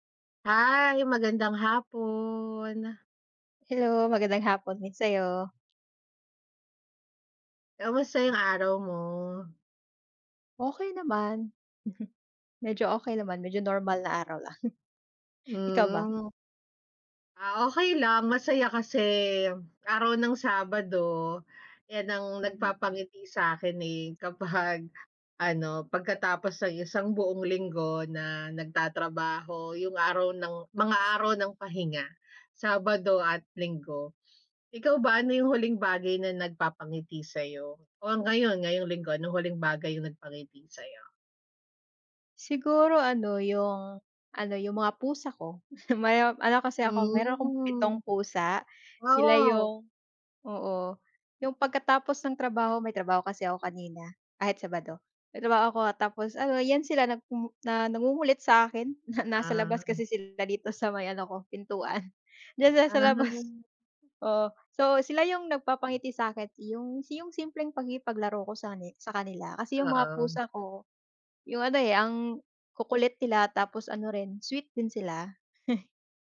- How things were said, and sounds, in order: chuckle; chuckle; chuckle; drawn out: "Hmm"; chuckle
- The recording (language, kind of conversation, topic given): Filipino, unstructured, Ano ang huling bagay na nagpangiti sa’yo ngayong linggo?